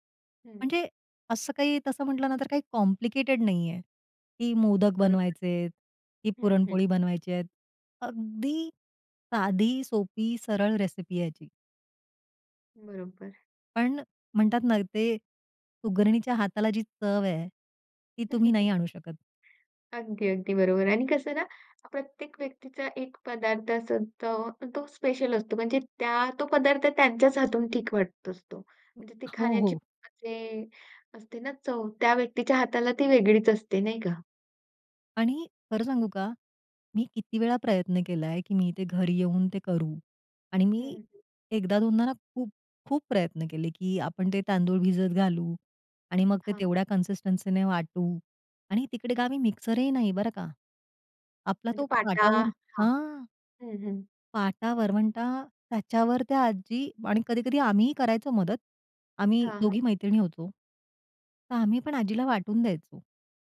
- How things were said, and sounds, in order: in English: "कॉम्प्लिकेटेड"; chuckle; in English: "कन्सिस्टन्सीने"
- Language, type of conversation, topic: Marathi, podcast, लहानपणीची आठवण जागवणारे कोणते खाद्यपदार्थ तुम्हाला लगेच आठवतात?